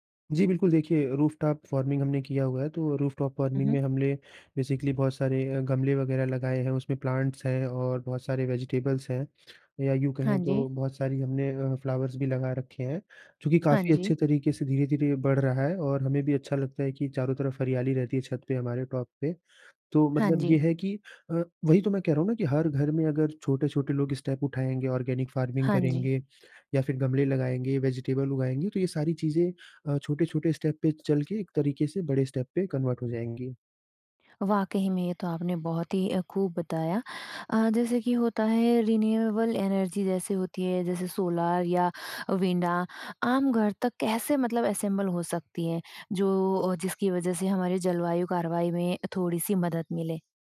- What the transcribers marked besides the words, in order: in English: "रूफटॉप फ़ार्मिंग"; in English: "रूफटॉप फ़ार्मिंग"; in English: "बेसिकली"; in English: "प्लांट्स"; in English: "वेज़िटेबल्स"; in English: "फ्लावर्स"; in English: "टॉप"; in English: "स्टेप"; in English: "ऑर्गेनिक फार्मिंग"; in English: "वेज़िटेबल"; in English: "स्टेप"; in English: "स्टेप"; in English: "कन्वर्ट"; tapping; in English: "रिन्यूएबल एनर्जी"; in English: "विंडा"; "विंड" said as "विंडा"; in English: "असेम्बल"
- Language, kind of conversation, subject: Hindi, podcast, एक आम व्यक्ति जलवायु कार्रवाई में कैसे शामिल हो सकता है?